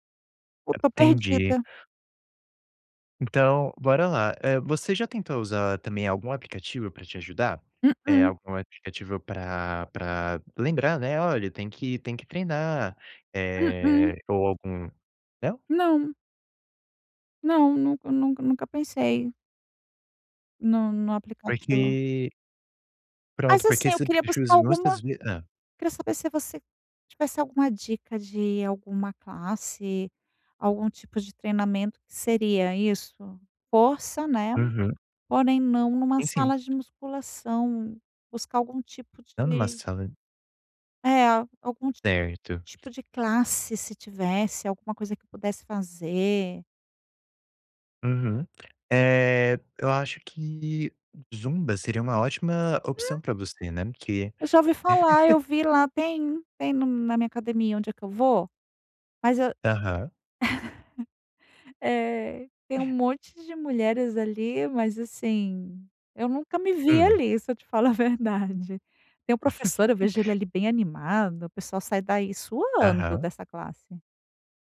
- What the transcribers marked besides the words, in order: unintelligible speech; tapping; laugh; laugh; laugh; laughing while speaking: "falar a verdade"; laugh
- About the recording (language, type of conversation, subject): Portuguese, advice, Como posso variar minha rotina de treino quando estou entediado(a) com ela?